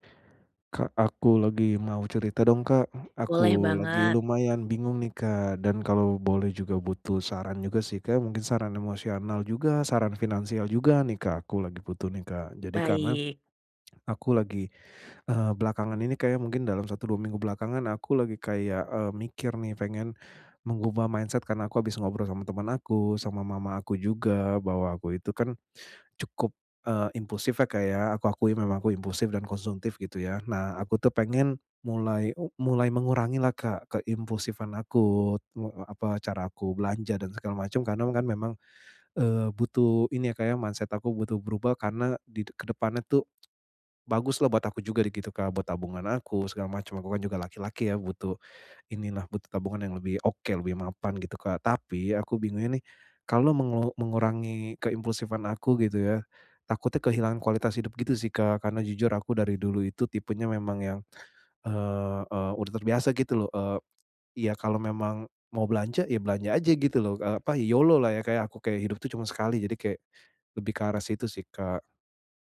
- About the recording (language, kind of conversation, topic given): Indonesian, advice, Bagaimana cara membatasi belanja impulsif tanpa mengurangi kualitas hidup?
- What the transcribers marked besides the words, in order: in English: "mindset"; in English: "mindset"; tapping